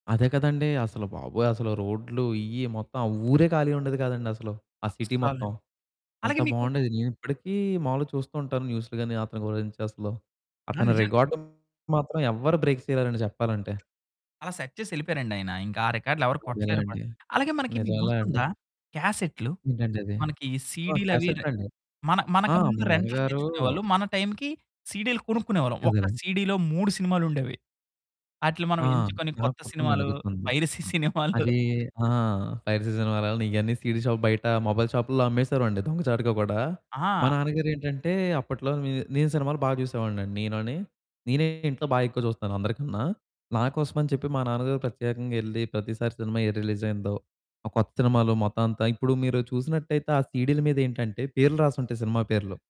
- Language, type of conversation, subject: Telugu, podcast, మీకు వచ్చిన మొదటి రికార్డు లేదా కాసెట్ గురించి మీకు ఏ జ్ఞాపకం ఉంది?
- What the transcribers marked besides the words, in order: static; in English: "సిటీ"; distorted speech; other background noise; in English: "రికార్డ్‌ని"; in English: "బ్రేక్"; in English: "సెట్"; laughing while speaking: "పైరసీ సినిమాలు"; in English: "పైరసీ"; in English: "పైరసీ"; in English: "మొబైల్"; in English: "రిలీజ్"